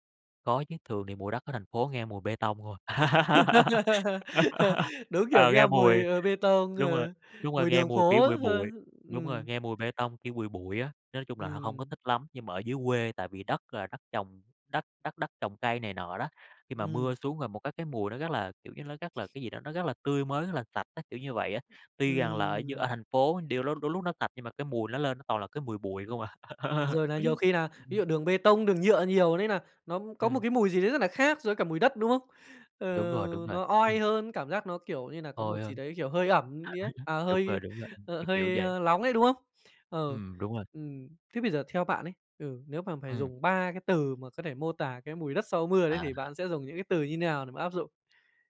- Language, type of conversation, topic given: Vietnamese, podcast, Bạn có ấn tượng gì về mùi đất sau cơn mưa không?
- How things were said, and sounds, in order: laugh; other background noise; laugh; laugh; tapping; laugh